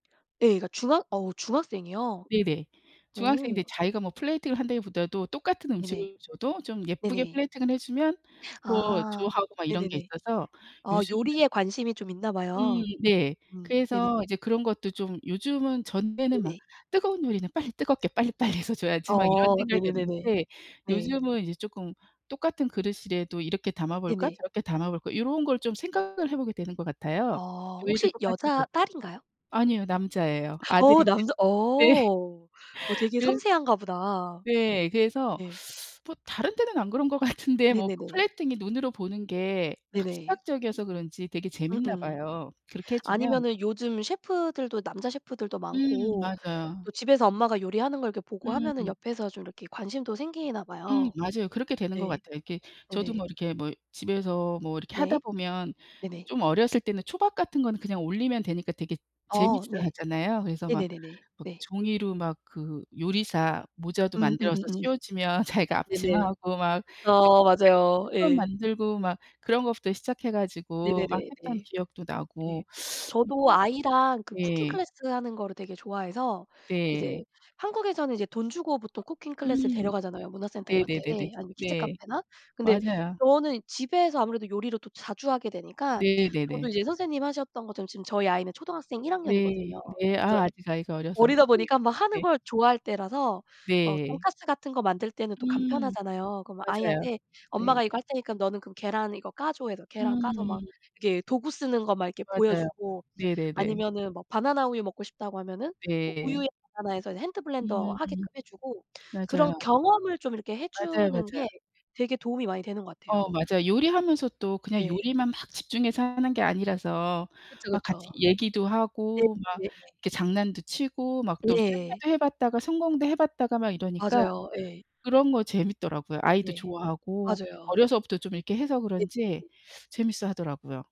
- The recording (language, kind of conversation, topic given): Korean, unstructured, 요리를 취미로 해본 적이 있나요, 그리고 어떤 요리를 좋아하나요?
- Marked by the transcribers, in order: tapping; in English: "plating을"; in English: "plating을"; inhale; other background noise; laughing while speaking: "빨리빨리 해서 줘야지"; laughing while speaking: "네"; laugh; teeth sucking; laughing while speaking: "안 그런 것 같은데"; in English: "plating이"; laughing while speaking: "자기가 앞치마 하고 막"; unintelligible speech; teeth sucking; in English: "핸드 블렌더"